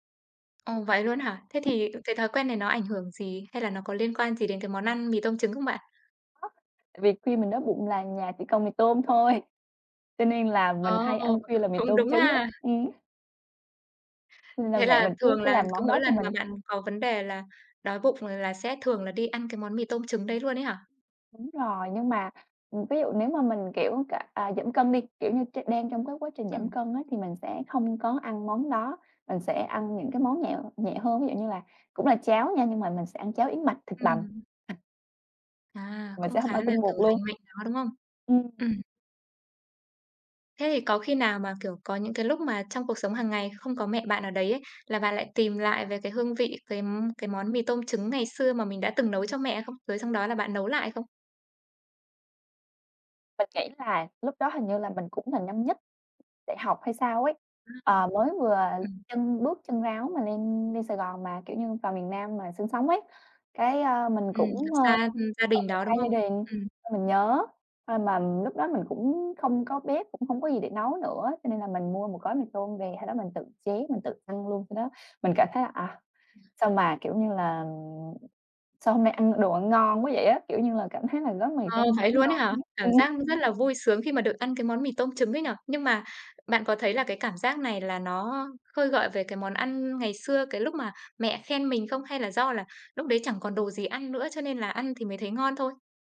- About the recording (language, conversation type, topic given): Vietnamese, podcast, Bạn có thể kể về một kỷ niệm ẩm thực khiến bạn nhớ mãi không?
- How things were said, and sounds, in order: tapping; other background noise; other noise; unintelligible speech